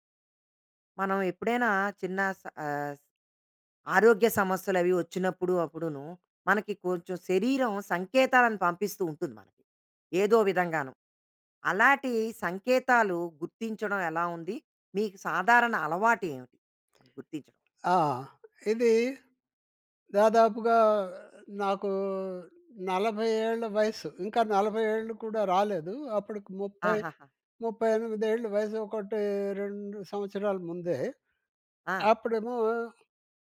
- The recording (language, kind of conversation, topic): Telugu, podcast, శరీర సంకేతాలను గుర్తించేందుకు మీరు పాటించే సాధారణ అలవాటు ఏమిటి?
- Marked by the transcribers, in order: none